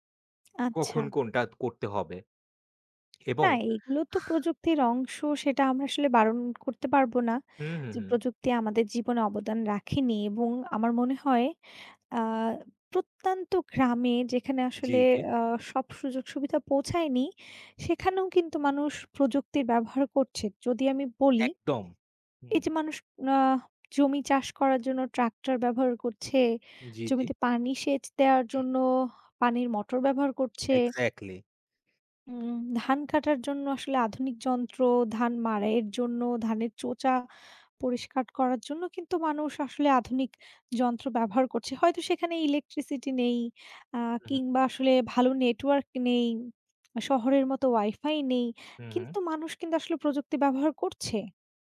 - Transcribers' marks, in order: "প্রত্যন্ত" said as "প্রত্যান্ত"; "এক্সাক্টলি" said as "এক্সাকক্লি"
- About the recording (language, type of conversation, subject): Bengali, unstructured, তোমার জীবনে প্রযুক্তি কী ধরনের সুবিধা এনে দিয়েছে?